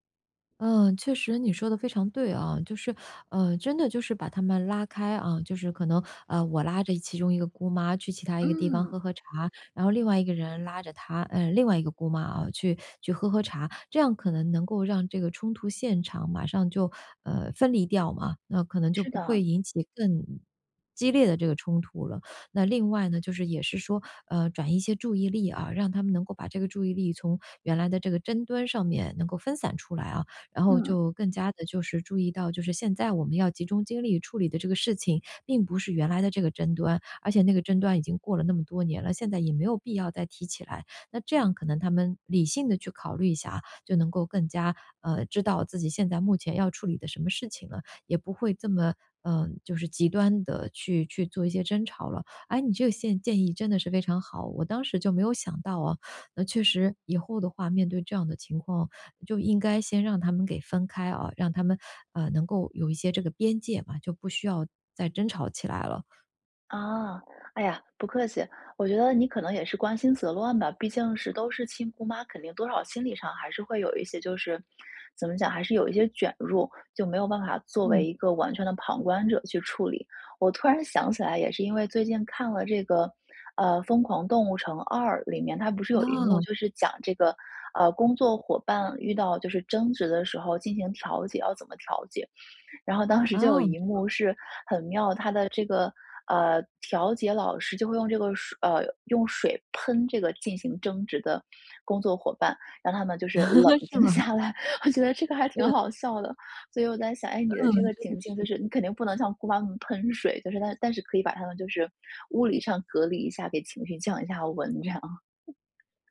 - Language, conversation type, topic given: Chinese, advice, 如何在朋友聚会中妥善处理争吵或尴尬，才能不破坏气氛？
- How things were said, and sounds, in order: other background noise; laughing while speaking: "下来，我觉得"; chuckle